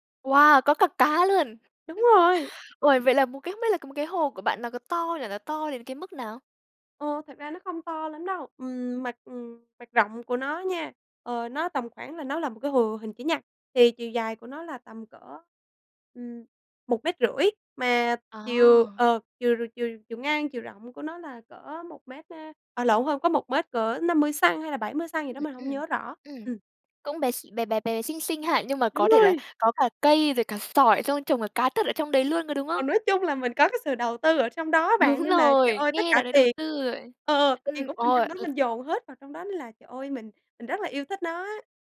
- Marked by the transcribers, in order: tapping; "xăng-ti-mét" said as "xăng"; "xăng-ti-mét" said as "xăng"; laughing while speaking: "Đúng rồi"
- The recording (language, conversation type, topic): Vietnamese, podcast, Làm sao để tạo một góc thiên nhiên nhỏ để thiền giữa thành phố?